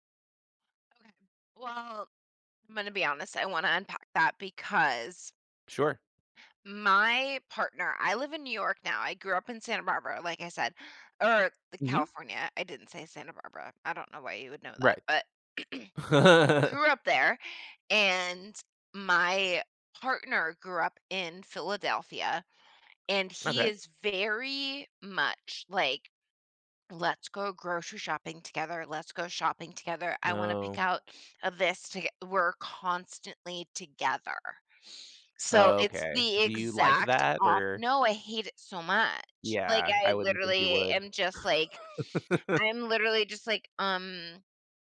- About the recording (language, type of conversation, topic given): English, unstructured, How can I balance giving someone space while staying close to them?
- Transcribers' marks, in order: tapping; laugh; throat clearing; other background noise; stressed: "very"; laugh